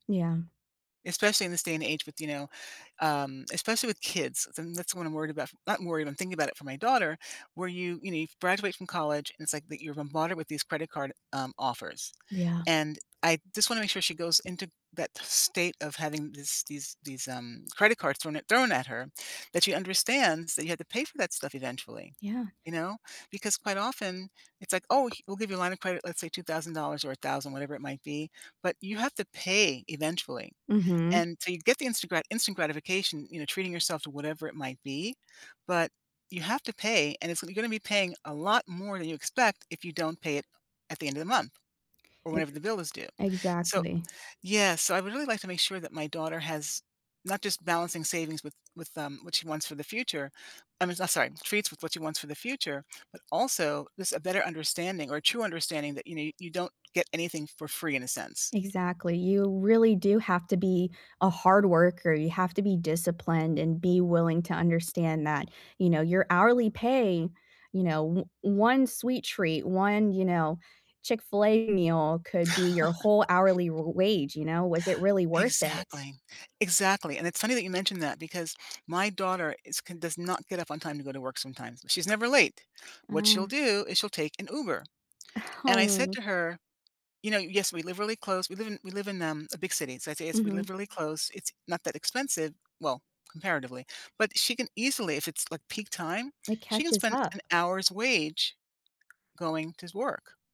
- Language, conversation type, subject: English, unstructured, How can I balance saving for the future with small treats?
- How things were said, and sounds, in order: tapping; chuckle; chuckle